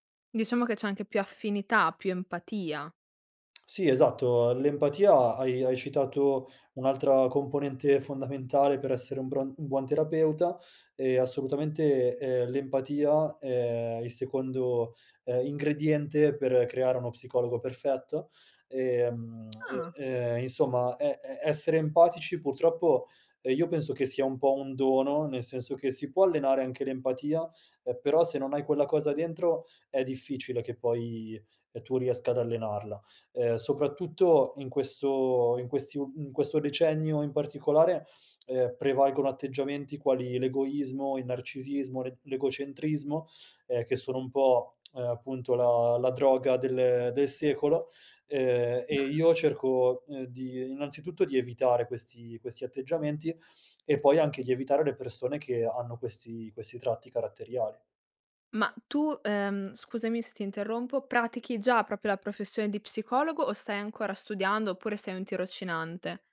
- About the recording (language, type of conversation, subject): Italian, podcast, Che ruolo ha l'ascolto nel creare fiducia?
- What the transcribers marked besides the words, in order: tsk; "buon" said as "bron"; tsk; surprised: "Ah"; tsk; exhale; "proprio" said as "propio"